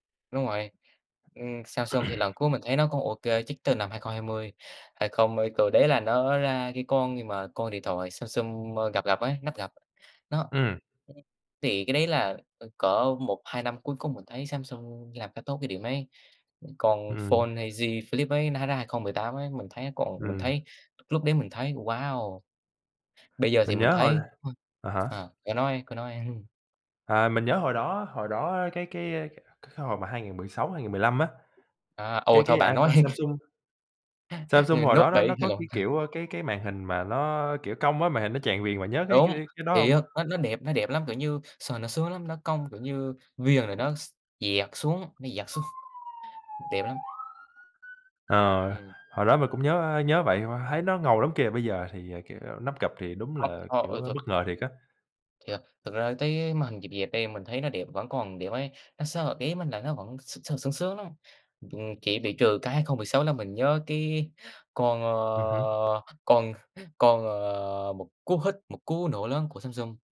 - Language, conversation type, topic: Vietnamese, unstructured, Công nghệ hiện đại có khiến cuộc sống của chúng ta bị kiểm soát quá mức không?
- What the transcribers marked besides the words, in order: throat clearing; tapping; unintelligible speech; other background noise; chuckle; laughing while speaking: "nói đi"; laugh; siren; laughing while speaking: "xuống"; other noise